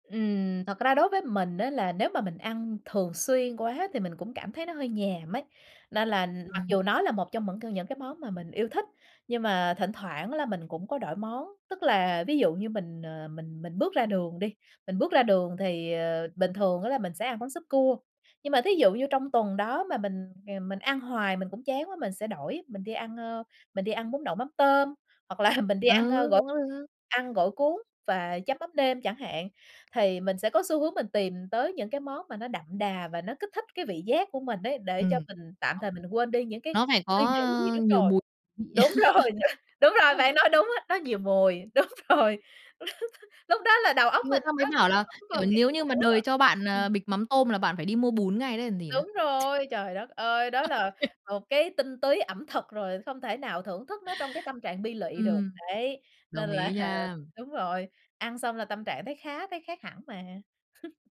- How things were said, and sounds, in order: other background noise; "những" said as "mững"; laughing while speaking: "là"; unintelligible speech; laughing while speaking: "đúng rồi"; laugh; tapping; laughing while speaking: "đúng rồi"; laugh; laughing while speaking: "Ô kê"; laughing while speaking: "là"; chuckle
- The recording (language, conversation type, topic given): Vietnamese, podcast, Món ăn nào làm bạn thấy ấm lòng khi buồn?
- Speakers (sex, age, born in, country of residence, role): female, 30-34, Vietnam, Vietnam, host; female, 35-39, Vietnam, Germany, guest